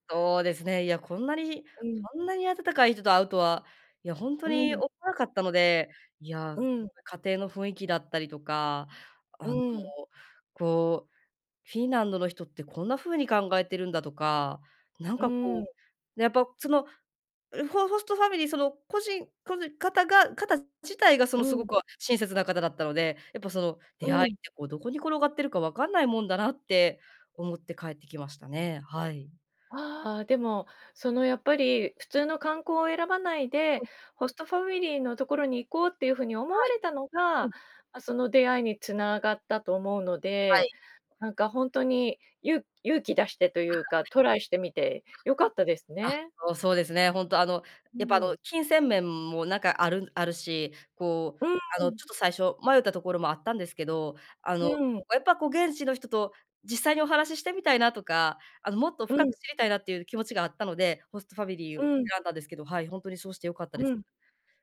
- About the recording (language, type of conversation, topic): Japanese, podcast, 心が温かくなった親切な出会いは、どんな出来事でしたか？
- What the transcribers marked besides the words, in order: unintelligible speech; unintelligible speech